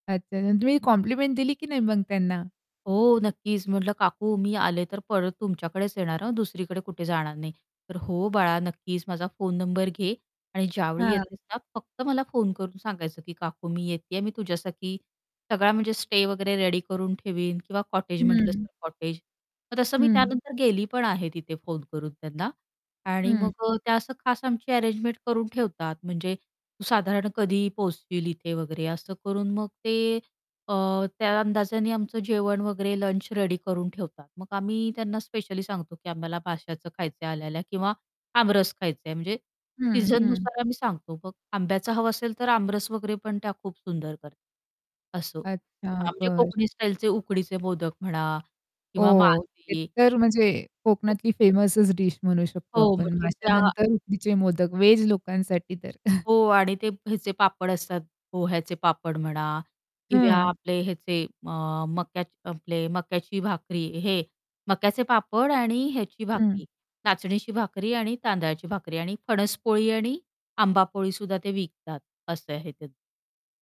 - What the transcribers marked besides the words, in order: static; in English: "कॉम्प्लिमेंट"; distorted speech; in English: "रेडी"; in English: "कॉटेज"; in English: "कॉटेज"; in English: "रेडी"; in English: "फेमसच"; chuckle
- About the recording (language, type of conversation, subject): Marathi, podcast, कोणत्या ठिकाणच्या स्थानिक जेवणाने तुम्हाला खास चटका दिला?